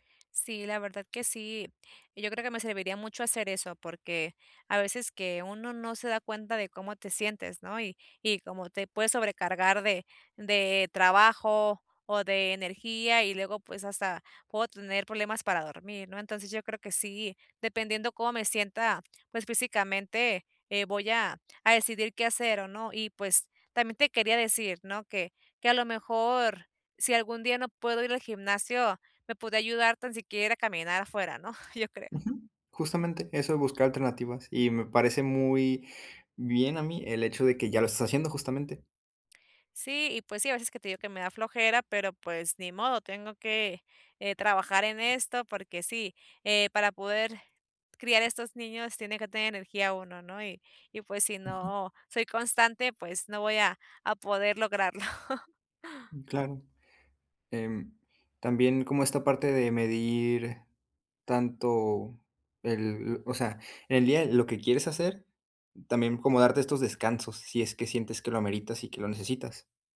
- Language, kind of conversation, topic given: Spanish, advice, ¿Cómo puedo ser más constante con mi rutina de ejercicio?
- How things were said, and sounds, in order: chuckle; chuckle